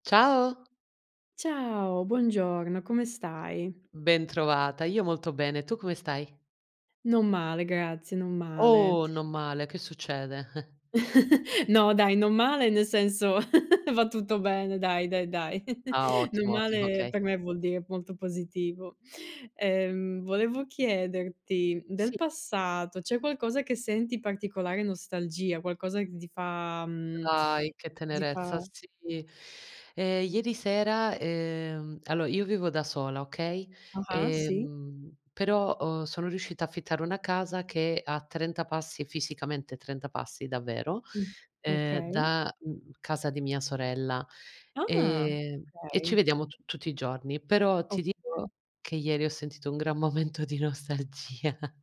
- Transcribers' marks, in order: tapping; drawn out: "Oh!"; chuckle; laugh; laugh; laugh; drawn out: "Ah!"; laughing while speaking: "momento di nostalgia"
- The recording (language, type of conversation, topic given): Italian, unstructured, Cosa ti manca di più del passato?